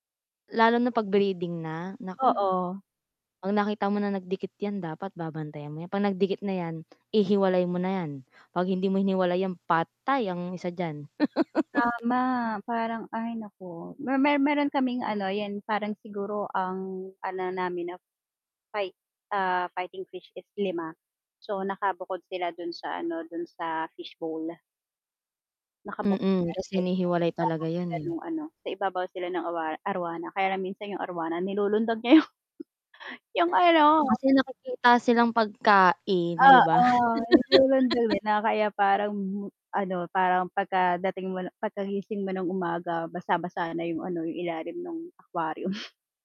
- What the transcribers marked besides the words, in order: static; chuckle; mechanical hum; unintelligible speech; chuckle
- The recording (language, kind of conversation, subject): Filipino, unstructured, Ano ang paborito mong alagang hayop, at bakit?